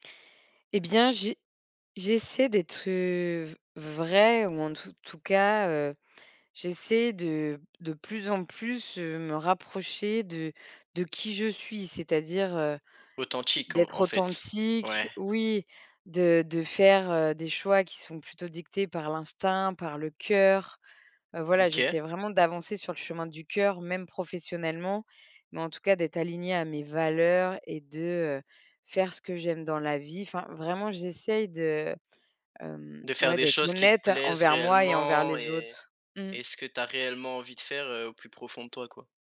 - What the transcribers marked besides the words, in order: other background noise
- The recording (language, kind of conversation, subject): French, podcast, Comment fais-tu pour rester fidèle à toi-même ?